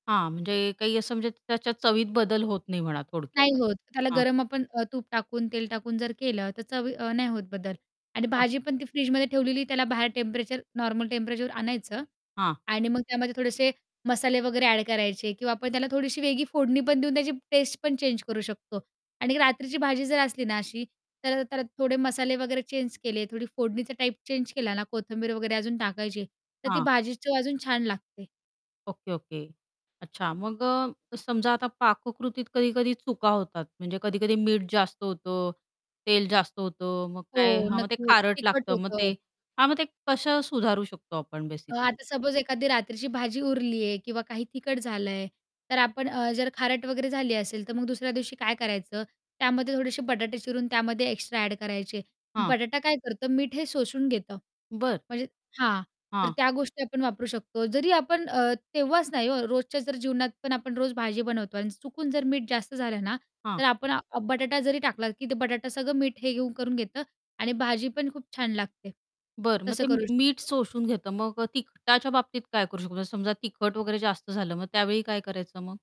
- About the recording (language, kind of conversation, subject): Marathi, podcast, उरलेलं/कालचं अन्न दुसऱ्या दिवशी अगदी ताजं आणि नव्या चवीचं कसं करता?
- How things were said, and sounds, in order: distorted speech; unintelligible speech; other background noise; in English: "बेसिकली?"; static